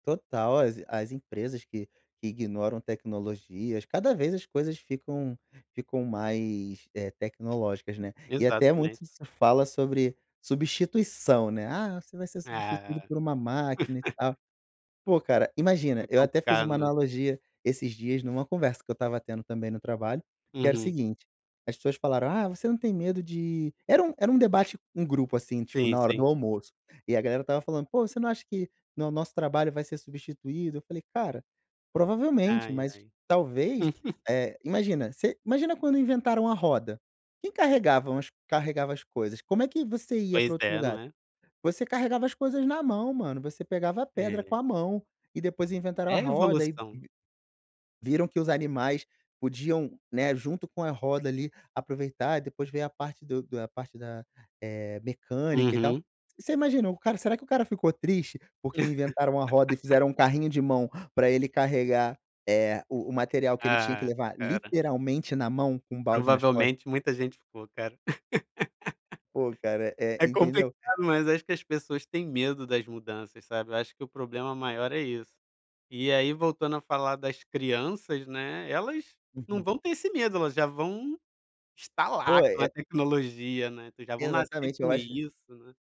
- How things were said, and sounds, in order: laugh; chuckle; laugh; stressed: "literalmente"; laugh
- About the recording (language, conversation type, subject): Portuguese, podcast, Como ensinar crianças a usar a tecnologia com responsabilidade?